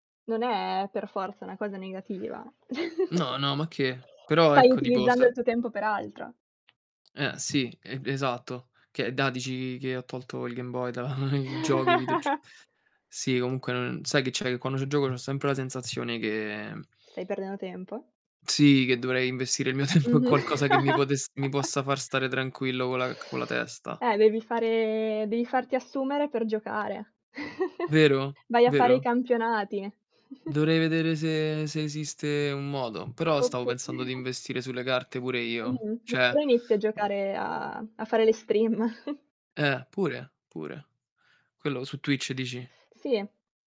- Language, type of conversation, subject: Italian, unstructured, Che cosa ti fa sorridere quando ripensi ai tempi passati?
- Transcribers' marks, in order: other background noise; chuckle; tapping; laughing while speaking: "da"; chuckle; mechanical hum; laughing while speaking: "tempo"; chuckle; chuckle; chuckle; distorted speech; "cioè" said as "ceh"; in English: "stream"; chuckle